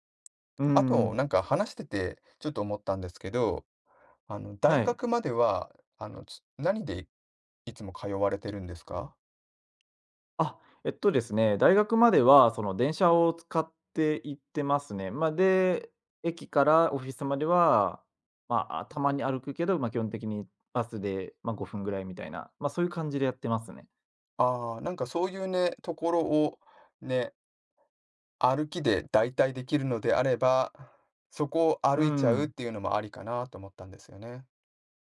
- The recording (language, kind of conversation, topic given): Japanese, advice, 朝の運動習慣が続かない
- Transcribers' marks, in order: tapping